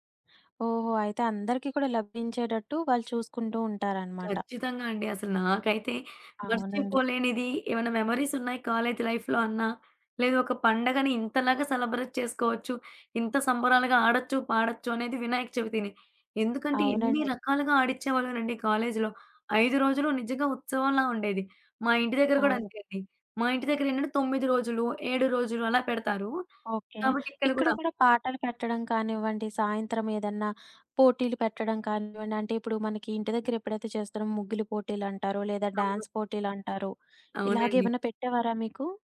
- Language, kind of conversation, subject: Telugu, podcast, పండుగ రోజు మీరు అందరితో కలిసి గడిపిన ఒక రోజు గురించి చెప్పగలరా?
- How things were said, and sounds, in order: other background noise; in English: "లైఫ్‌లో"; in English: "సెలబ్రేట్"; in English: "డాన్స్"